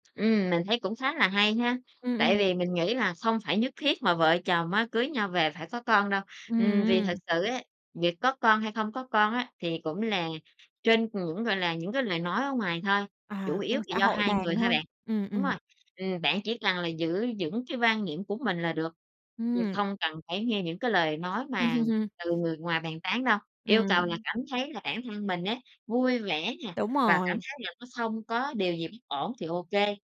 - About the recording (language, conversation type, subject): Vietnamese, podcast, Những yếu tố nào khiến bạn quyết định có con hay không?
- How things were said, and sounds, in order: tapping; other background noise; laugh